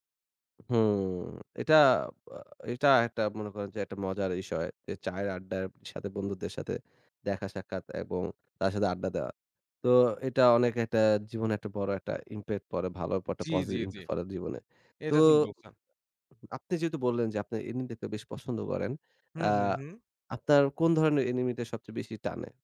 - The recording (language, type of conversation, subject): Bengali, podcast, তুমি ফ্রি সময় সবচেয়ে ভালো কীভাবে কাটাও?
- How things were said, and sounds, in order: "বিষয়" said as "ইসয়"; in English: "impact"; in English: "anime"; in English: "anime"